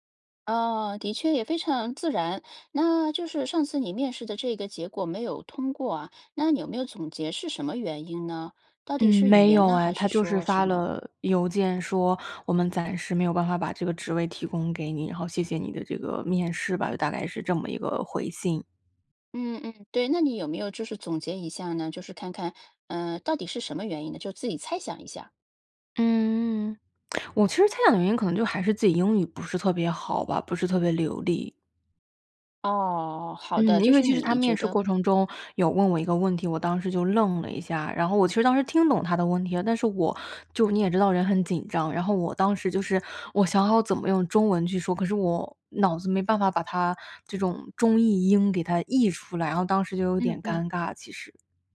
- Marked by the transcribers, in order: none
- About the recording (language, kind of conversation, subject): Chinese, advice, 你在求职面试时通常会在哪个阶段感到焦虑，并会出现哪些具体感受或身体反应？